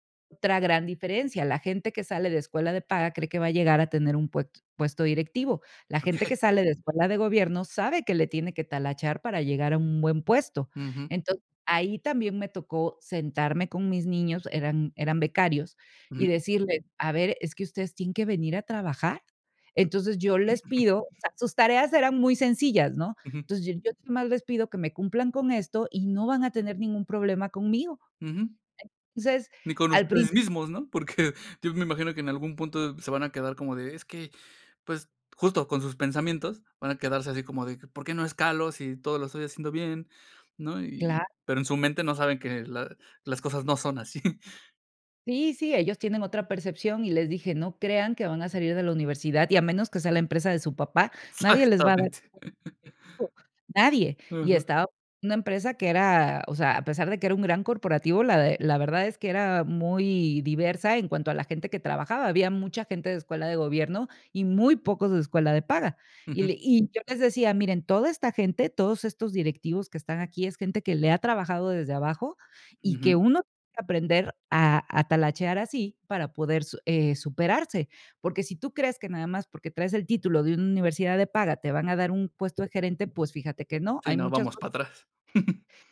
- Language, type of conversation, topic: Spanish, podcast, ¿Qué consejos darías para llevarse bien entre generaciones?
- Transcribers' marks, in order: other background noise; laughing while speaking: "Okey"; chuckle; chuckle; laughing while speaking: "así"; laughing while speaking: "Exactamente"; unintelligible speech; unintelligible speech; chuckle